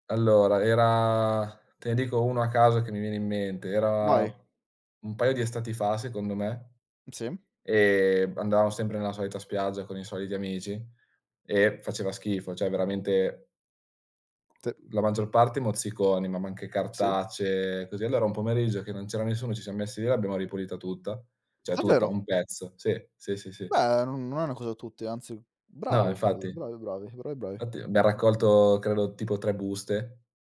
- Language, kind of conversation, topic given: Italian, unstructured, Quali piccoli gesti quotidiani possiamo fare per proteggere la natura?
- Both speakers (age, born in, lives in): 20-24, Italy, Italy; 25-29, Italy, Italy
- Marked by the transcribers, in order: "cioè" said as "ceh"; tapping; surprised: "Davvero?"; "Cioè" said as "ceh"; "Infatti" said as "nfatti"; unintelligible speech